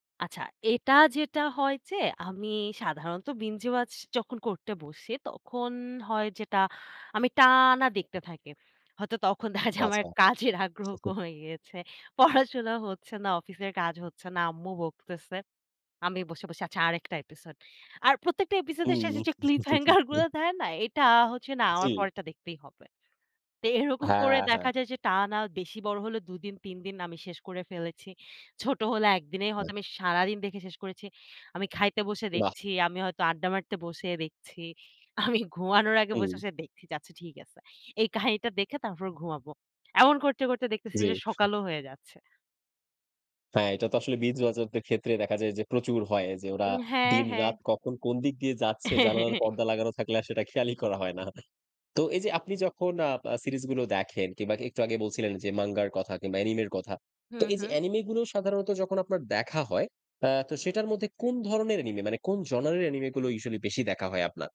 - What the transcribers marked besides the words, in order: drawn out: "টানা"; laughing while speaking: "হয়তো তখন দেখা যায় যে … পড়াশোনা হচ্ছে না"; laughing while speaking: "ক্লিপ হ্যাঙ্গার গুলো দেয় না?"; in English: "ক্লিপ হ্যাঙ্গার"; chuckle; laughing while speaking: "আমি"
- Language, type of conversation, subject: Bengali, podcast, একটানা অনেক পর্ব দেখে ফেলার বিষয়ে আপনার অভ্যাস কেমন?